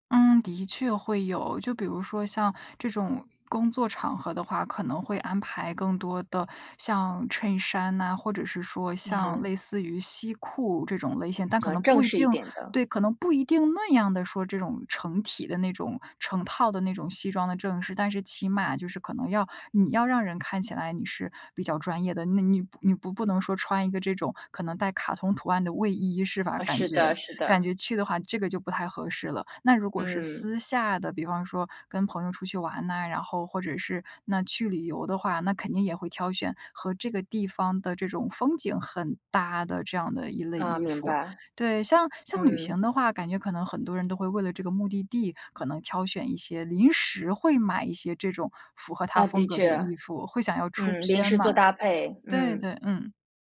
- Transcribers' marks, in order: other background noise
- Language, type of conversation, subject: Chinese, podcast, 你是什么时候开始形成属于自己的穿衣风格的？